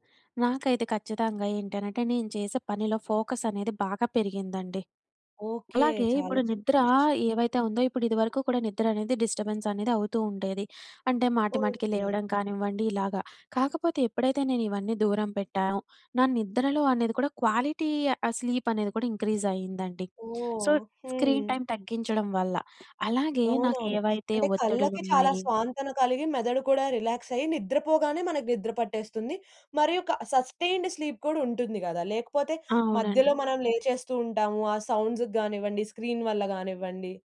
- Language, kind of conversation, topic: Telugu, podcast, డిజిటల్ డిటాక్స్ మీకు ఎలా ఉపయోగపడిందో చెప్పగలరా?
- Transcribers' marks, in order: in English: "ఫోకస్"; in English: "డిస్టర్బెన్స్"; in English: "క్వాలిటీ"; in English: "స్లీప్"; in English: "ఇంక్రీజ్"; in English: "సో స్క్రీన్ టైమ్"; in English: "రిలాక్స్"; in English: "సస్టైన్డ్ స్లీప్"; in English: "సౌండ్స్‌కి"; in English: "స్క్రీన్"